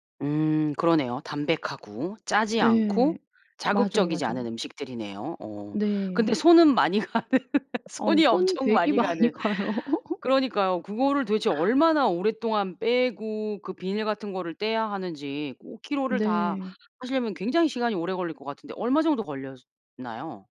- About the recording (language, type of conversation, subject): Korean, podcast, 지역마다 잔치 음식이 어떻게 다른지 느껴본 적이 있나요?
- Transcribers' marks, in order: laughing while speaking: "가는 손이 엄청 많이 가는"; laughing while speaking: "많이 가요"; laugh